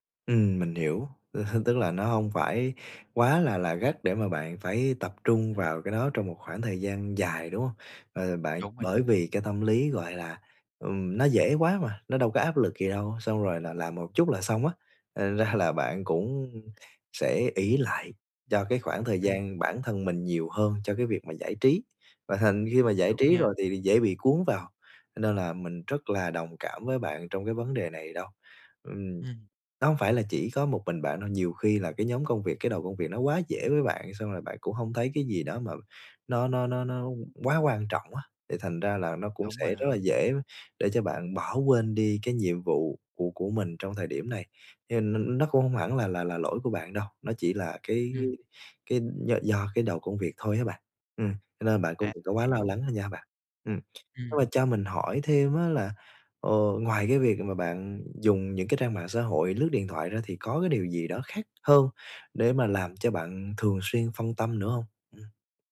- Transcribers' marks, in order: laughing while speaking: "ơ"; "thành" said as "ừn"; tapping; unintelligible speech
- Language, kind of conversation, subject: Vietnamese, advice, Làm sao để tập trung và tránh trì hoãn mỗi ngày?